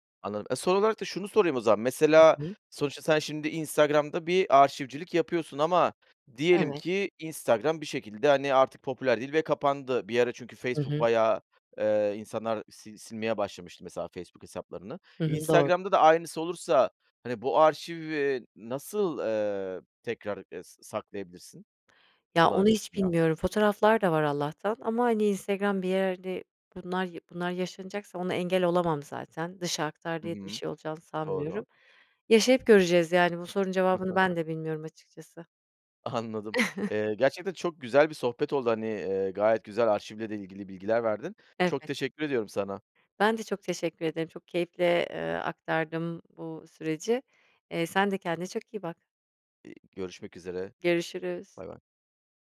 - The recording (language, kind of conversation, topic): Turkish, podcast, Eski gönderileri silmeli miyiz yoksa saklamalı mıyız?
- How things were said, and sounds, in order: chuckle; tapping; chuckle; other noise